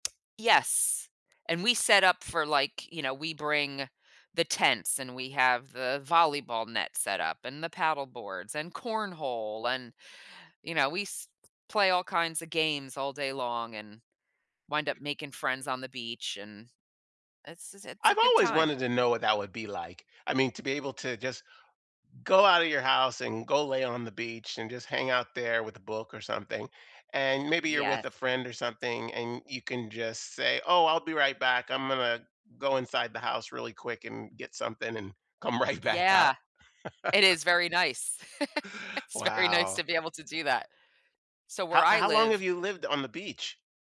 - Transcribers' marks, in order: other background noise; laughing while speaking: "come right back out"; chuckle; laugh; laughing while speaking: "It's very nice"
- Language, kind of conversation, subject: English, unstructured, What trip are you dreaming about right now, and what makes it meaningful to you?